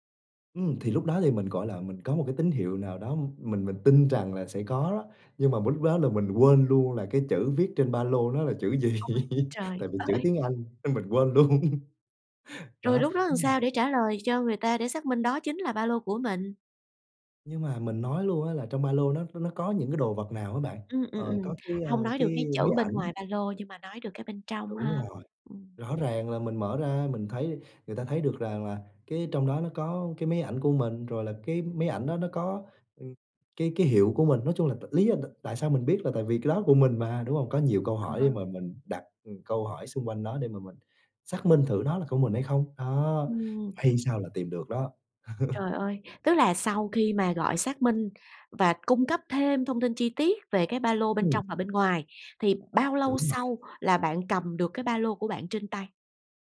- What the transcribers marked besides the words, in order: laughing while speaking: "ơi!"; laughing while speaking: "gì"; laugh; laughing while speaking: "luôn"; laugh; tsk; laugh; tapping
- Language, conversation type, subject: Vietnamese, podcast, Bạn có thể kể về một chuyến đi gặp trục trặc nhưng vẫn rất đáng nhớ không?